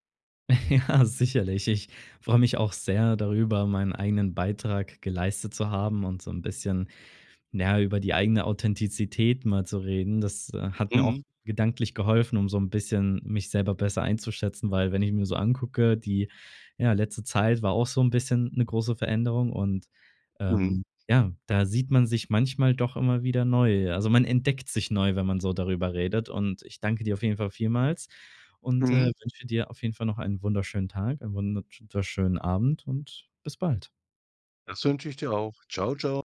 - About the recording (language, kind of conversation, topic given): German, podcast, Wie bleibst du authentisch, während du dich veränderst?
- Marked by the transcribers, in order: chuckle; laughing while speaking: "Ja"